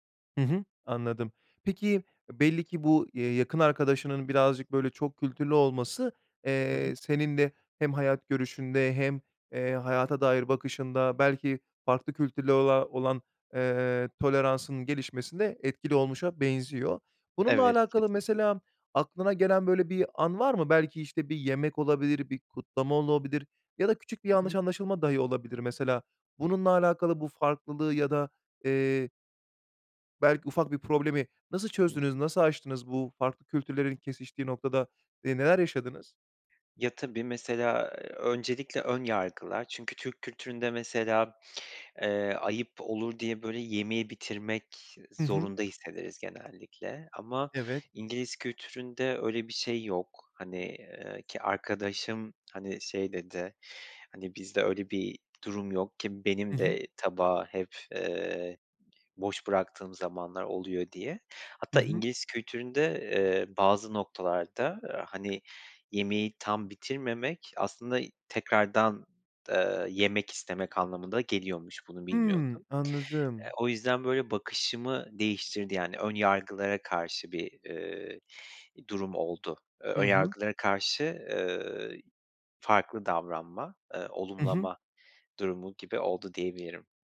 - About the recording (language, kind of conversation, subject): Turkish, podcast, Çokkültürlü arkadaşlıklar sana neler kattı?
- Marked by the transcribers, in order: other background noise; tapping